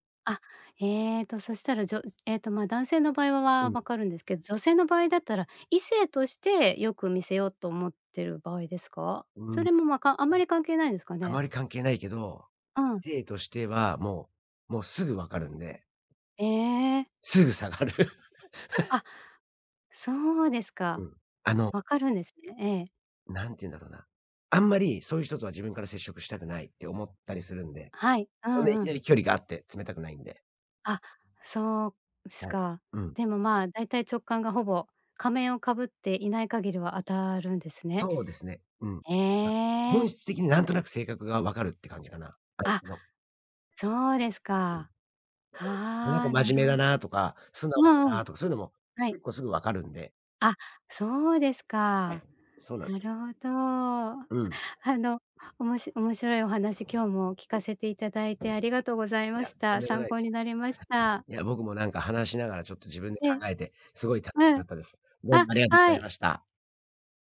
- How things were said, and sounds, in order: other background noise; laughing while speaking: "すぐ下がる"; chuckle; unintelligible speech
- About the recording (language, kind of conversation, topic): Japanese, podcast, 直感と理屈、普段どっちを優先する？